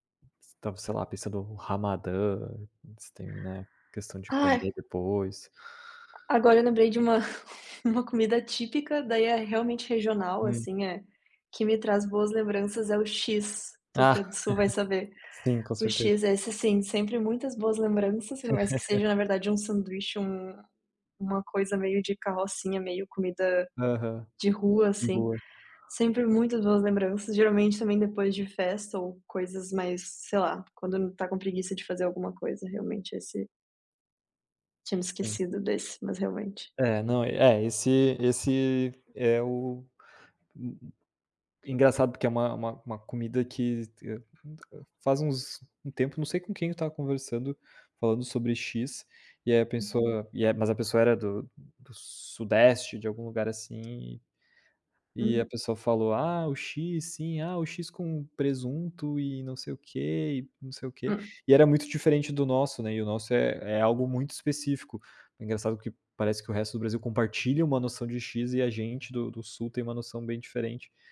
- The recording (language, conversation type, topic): Portuguese, unstructured, Qual comida típica da sua cultura traz boas lembranças para você?
- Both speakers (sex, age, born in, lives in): female, 25-29, Brazil, Italy; male, 25-29, Brazil, Italy
- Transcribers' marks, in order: tapping; chuckle; chuckle; chuckle; other background noise; unintelligible speech